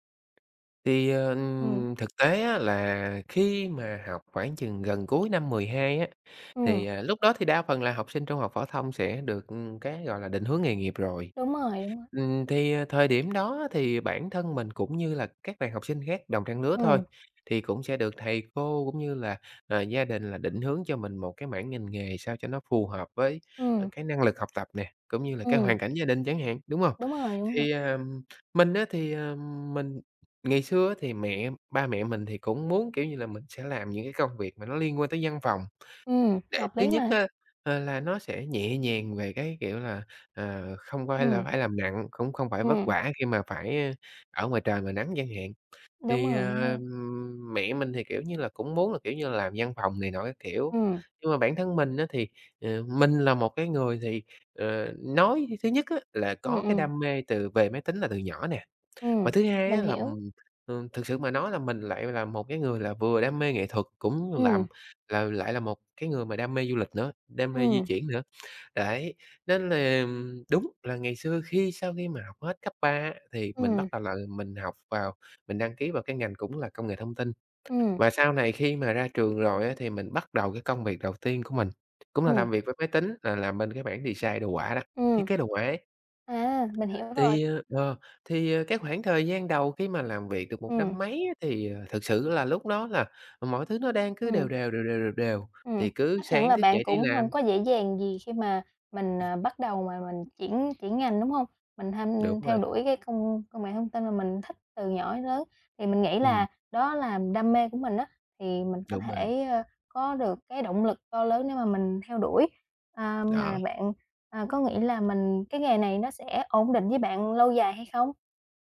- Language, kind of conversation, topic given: Vietnamese, podcast, Bạn nghĩ thế nào về việc theo đuổi đam mê hay chọn một công việc ổn định?
- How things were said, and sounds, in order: tapping; other background noise; in English: "design"